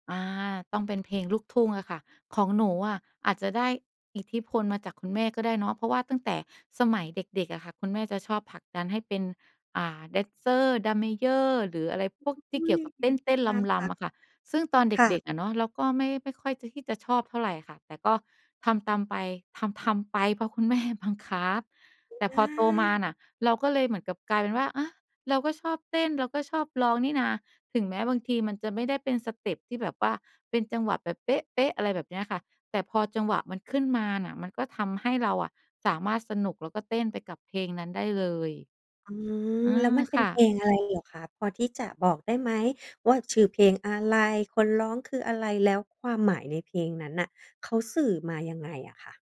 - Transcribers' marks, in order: other background noise
- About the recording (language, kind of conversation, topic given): Thai, podcast, เพลงอะไรที่ทำให้คุณรู้สึกว่าเป็นตัวตนของคุณมากที่สุด?